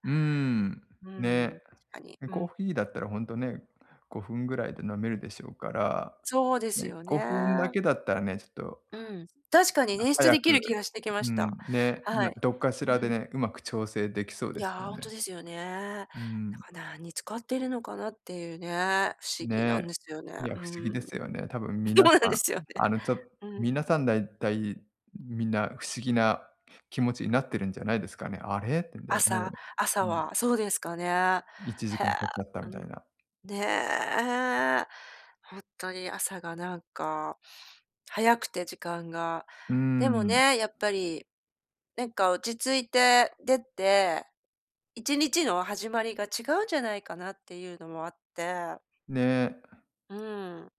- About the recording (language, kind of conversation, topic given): Japanese, advice, 忙しい朝でも続けられる簡単な朝の習慣はありますか？
- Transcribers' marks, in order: laughing while speaking: "そうなんですよね"